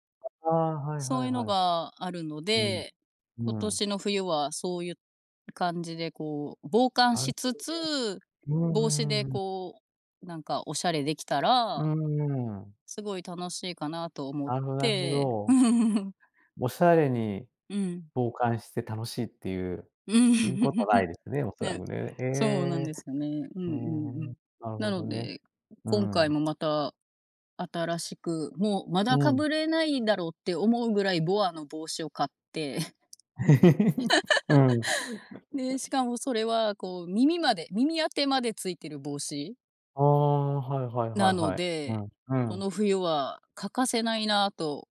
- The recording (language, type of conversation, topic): Japanese, podcast, 服を通して自分らしさをどう表現したいですか?
- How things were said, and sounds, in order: laugh; laugh; laugh; tapping